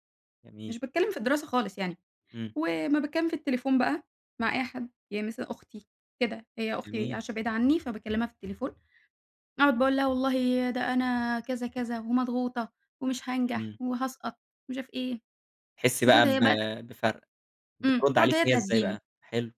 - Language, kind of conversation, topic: Arabic, podcast, بتعمل إيه لما تحس إنك مضغوط نفسيًا؟
- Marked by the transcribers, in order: tapping